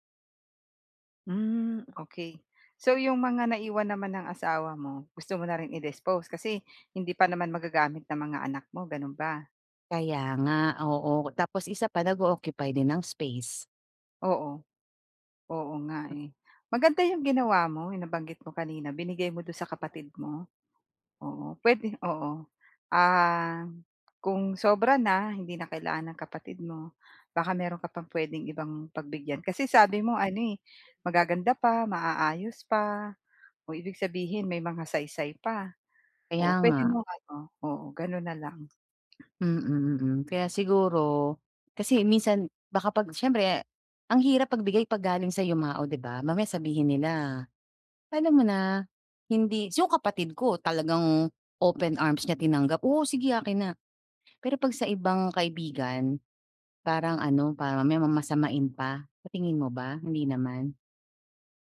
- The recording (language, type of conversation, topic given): Filipino, advice, Paano ko mababawasan nang may saysay ang sobrang dami ng gamit ko?
- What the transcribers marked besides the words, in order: unintelligible speech; other background noise; tapping